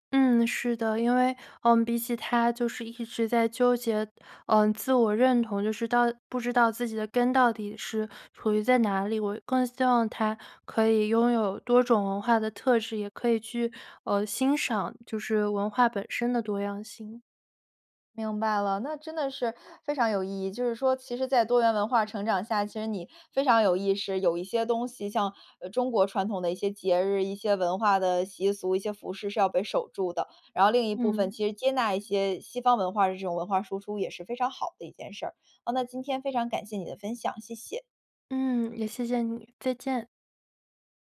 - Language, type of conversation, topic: Chinese, podcast, 你能分享一下你的多元文化成长经历吗？
- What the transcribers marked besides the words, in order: none